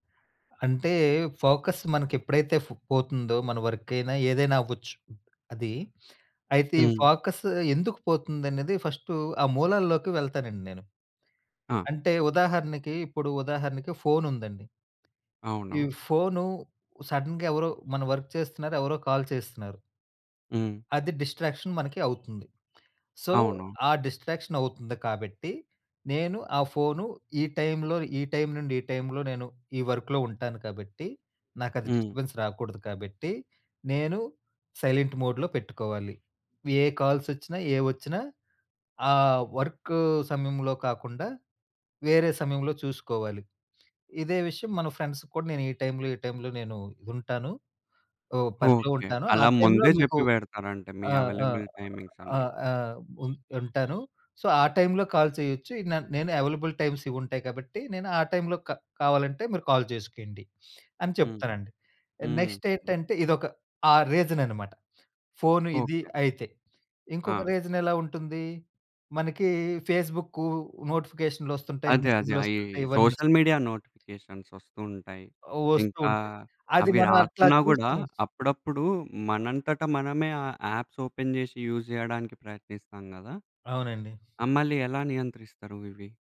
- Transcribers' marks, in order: in English: "ఫోకస్"; in English: "వర్క్"; in English: "ఫోకస్"; in English: "ఫస్ట్"; tapping; in English: "సడెన్‌గా"; in English: "వర్క్"; in English: "కాల్"; in English: "డిస్ట్రాక్షన్"; in English: "సో"; in English: "డిస్ట్రాక్షన్"; in English: "వర్క్‌లో"; in English: "డిస్టర్బెన్స్"; in English: "సైలెంట్ మోడ్‌లో"; in English: "కాల్స్"; in English: "వర్క్"; in English: "ఫ్రెండ్స్‌కి"; in English: "అవైలబుల్ టైమింగ్స్"; in English: "సో"; in English: "కాల్"; in English: "అవైలబుల్ టైమ్స్"; in English: "కాల్"; sniff; in English: "నెక్స్ట్"; other background noise; in English: "రీజన్"; in English: "రీజన్"; in English: "సోషల్ మీడియా నోటిఫికేషన్స్"; in English: "యాప్స్ ఓపెన్"; in English: "యూజ్"
- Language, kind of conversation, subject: Telugu, podcast, ఫోకస్ పోయినప్పుడు దానిని మళ్లీ ఎలా తెచ్చుకుంటారు?